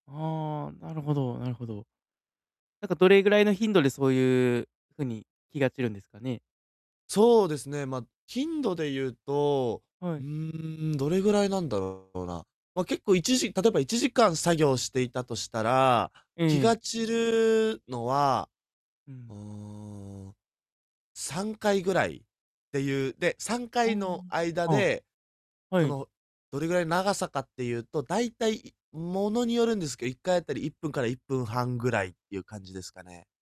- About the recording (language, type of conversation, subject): Japanese, advice, 短い時間でも効率よく作業できるよう、集中力を保つにはどうすればよいですか？
- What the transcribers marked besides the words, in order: tapping; distorted speech